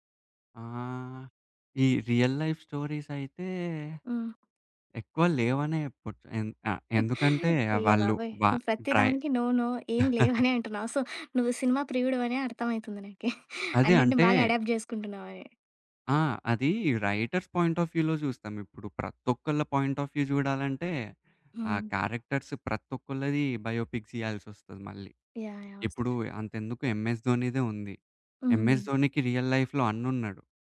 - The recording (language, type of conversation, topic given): Telugu, podcast, సినిమా ముగింపు ప్రేక్షకుడికి సంతృప్తిగా అనిపించాలంటే ఏమేం విషయాలు దృష్టిలో పెట్టుకోవాలి?
- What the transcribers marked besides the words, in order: other background noise; in English: "రియల్ లైఫ్"; chuckle; in English: "నో నో"; chuckle; in English: "సో"; chuckle; in English: "అడాప్ట్"; in English: "రైటర్స్ పాయింట్ ఆఫ్ వ్యూలో"; in English: "పాయింట్ ఆఫ్ వ్యూ"; in English: "క్యారెక్టర్స్"; in English: "బయోపిక్స్"; in English: "రియల్ లైఫ్‌లో"